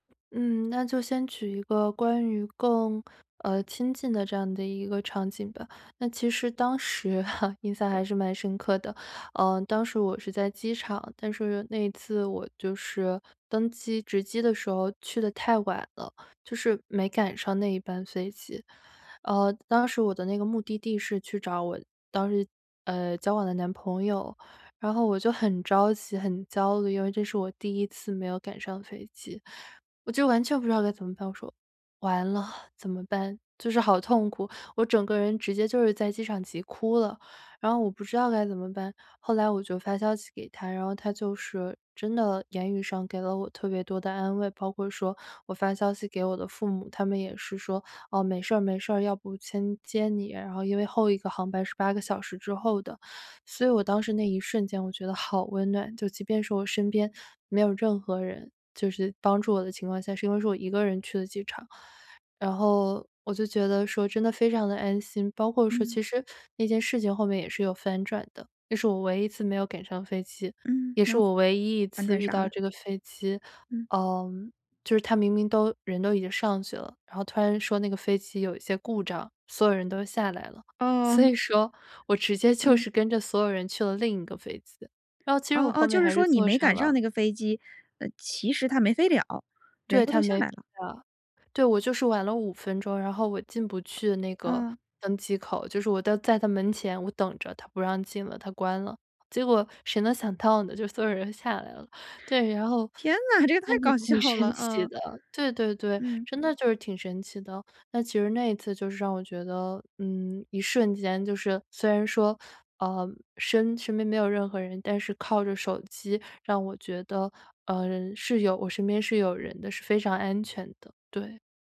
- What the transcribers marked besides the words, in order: laugh; sad: "完了，怎么办？"; laughing while speaking: "所以说"; laughing while speaking: "谁能想到呢"; other background noise; joyful: "天哪，这个太搞笑了"
- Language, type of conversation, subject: Chinese, podcast, 你觉得手机让人与人更亲近还是更疏远?